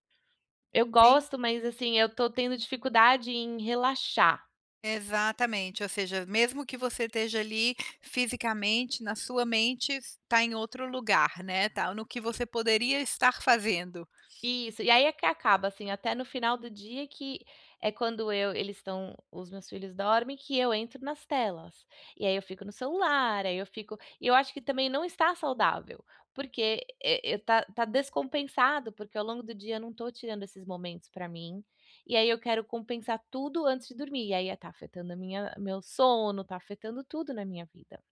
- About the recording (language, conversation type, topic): Portuguese, advice, Por que me sinto culpado ao tirar um tempo para lazer?
- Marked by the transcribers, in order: none